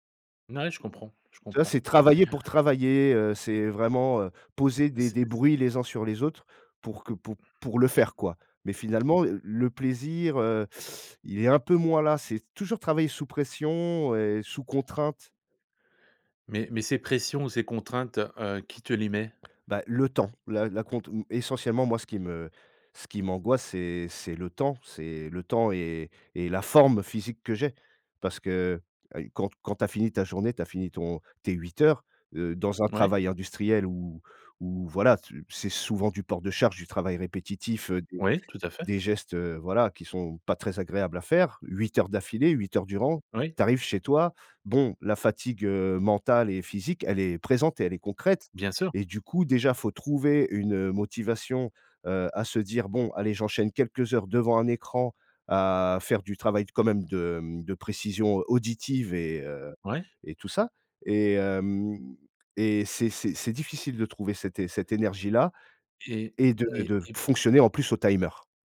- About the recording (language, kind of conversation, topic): French, advice, Comment le stress et l’anxiété t’empêchent-ils de te concentrer sur un travail important ?
- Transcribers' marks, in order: tapping; stressed: "forme"; in English: "timer"